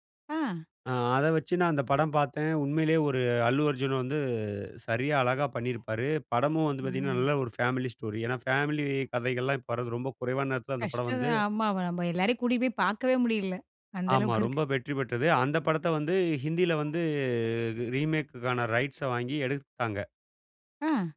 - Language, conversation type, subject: Tamil, podcast, ரீமேக்குகள், சீக்வெல்களுக்கு நீங்கள் எவ்வளவு ஆதரவு தருவீர்கள்?
- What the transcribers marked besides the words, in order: in English: "ரீமேக்குக்கான ரைட்ஸ"